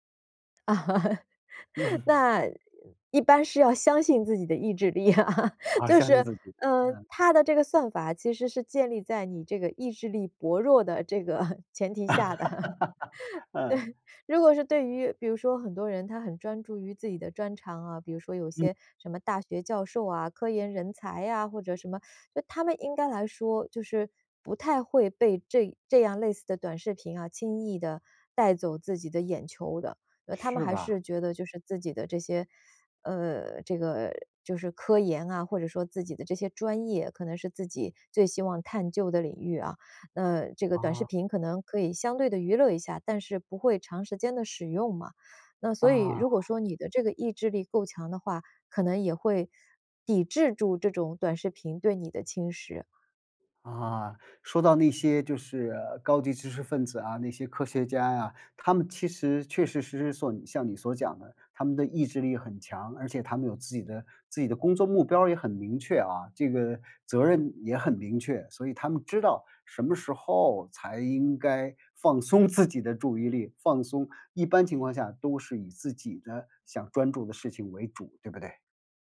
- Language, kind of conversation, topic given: Chinese, podcast, 你怎么看短视频对注意力的影响？
- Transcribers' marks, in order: laugh; laughing while speaking: "嗯"; laughing while speaking: "力啊"; laugh; laughing while speaking: "这个前提下的，对"; laugh; other background noise; laughing while speaking: "放松"